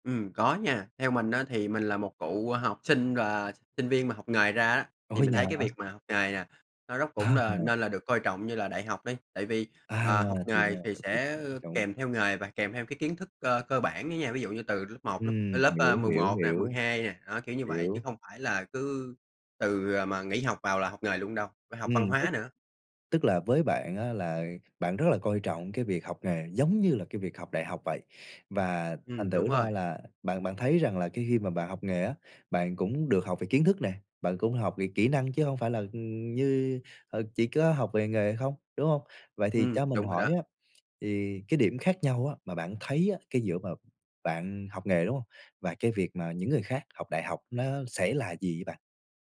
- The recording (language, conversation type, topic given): Vietnamese, podcast, Học nghề có nên được coi trọng như học đại học không?
- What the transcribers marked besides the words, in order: laughing while speaking: "À"; unintelligible speech; tapping; other background noise